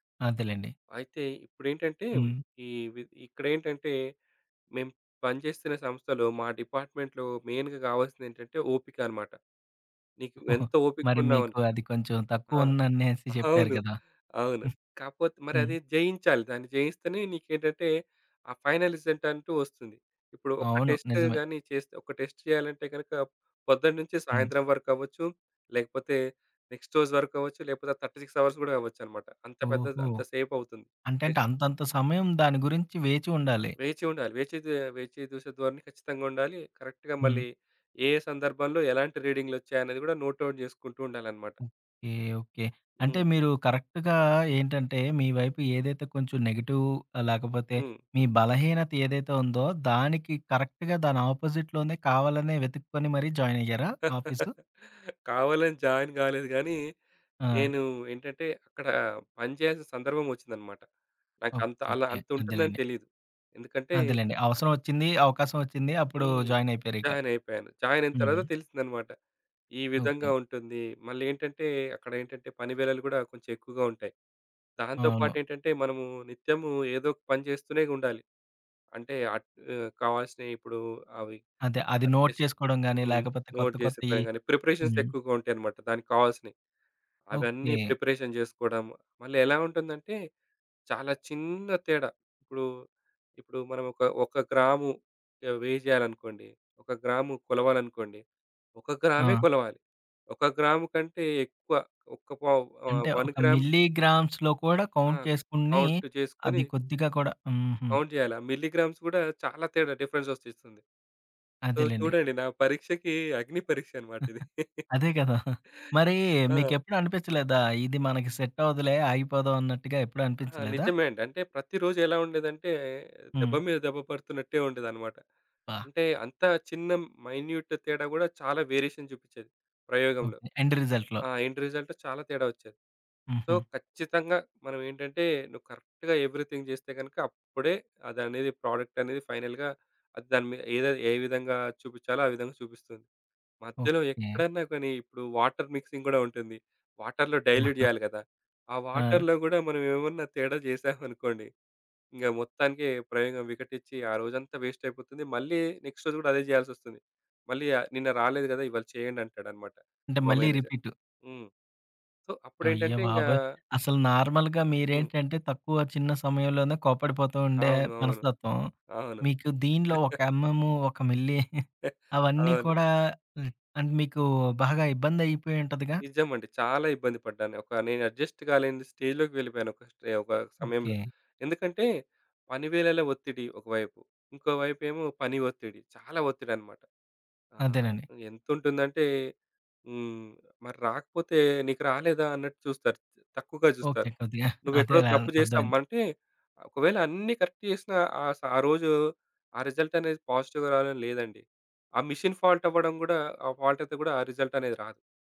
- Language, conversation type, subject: Telugu, podcast, బలహీనతను బలంగా మార్చిన ఒక ఉదాహరణ చెప్పగలరా?
- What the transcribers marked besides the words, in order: in English: "డిపార్ట్మెంట్‌లో మె‌యిన్‌గా"; chuckle; other background noise; in English: "ఫైనల్ రిజల్ట్"; in English: "టెస్ట్"; in English: "టెస్ట్"; in English: "నెక్స్‌ట్"; in English: "థర్టీ సిక్స్ అవర్స్"; in English: "టెస్ట్"; in English: "కరెక్ట్‌గా"; in English: "నోట్‌అవుట్"; in English: "కరెక్ట్‌గా"; in English: "నెగెటివ్"; in English: "కరెక్ట్‌గా"; in English: "అపోజిట్‌లోనే"; chuckle; in English: "జాయిన్"; in English: "నోట్"; in English: "టేస్ట్"; in English: "నోట్"; in English: "ప్రిపరేషన్స్"; in English: "ప్రిపరేషన్"; in English: "వేయ్"; in English: "వన్ గ్రామ్"; in English: "మిల్లీ గ్రామ్స్‌లో"; in English: "కౌంట్"; in English: "కౌంట్"; in English: "గ్రామ్స్"; in English: "డిఫరెన్స్"; in English: "సో"; chuckle; in English: "సెట్"; in English: "మైన్యూట్"; in English: "వేరియేషన్"; in English: "ఎండ్ రిజల్ట్"; in English: "ఎండ్ రిజల్ట్‌లో"; in English: "సో"; in English: "కరెక్ట్‌గా ఎవరీథింగ్"; in English: "ప్రొడక్ట్"; in English: "ఫైనల్‌గా"; in English: "వాటర్ మిక్సింగ్"; in English: "వాటర్‌లో డైల్యూట్"; chuckle; in English: "వాటర్‌లో"; in English: "వేస్ట్"; in English: "నెక్స్ట్"; in English: "మేనేజర్"; in English: "సో"; in English: "నార్మల్‌గా"; chuckle; in English: "ఎమ్‌ఎమ్"; chuckle; in English: "మిల్లీ"; chuckle; in English: "అడ్జస్ట్"; in English: "స్టేజ్‌లోకి"; giggle; in English: "కరెక్ట్"; in English: "రిజల్ట్"; in English: "పాజిటివ్‌గా"; in English: "మాషీన్ ఫాల్ట్"; in English: "ఫాల్ట్"; in English: "రిజల్ట్"